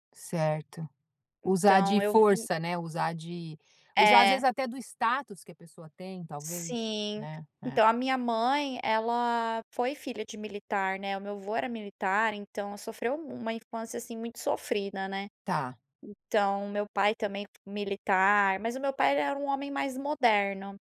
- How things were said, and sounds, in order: none
- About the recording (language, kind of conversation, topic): Portuguese, podcast, Como você define o sucesso pessoal, na prática?